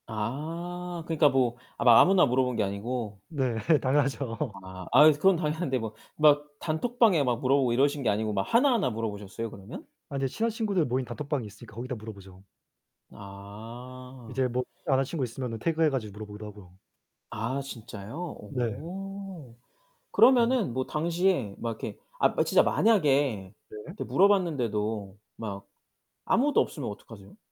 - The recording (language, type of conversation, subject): Korean, unstructured, 혼자 여행할 때와 친구와 함께 여행할 때는 어떤 차이가 있나요?
- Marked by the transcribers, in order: static; laughing while speaking: "네. 당연하죠"; tapping; laughing while speaking: "당연한데"; distorted speech; other background noise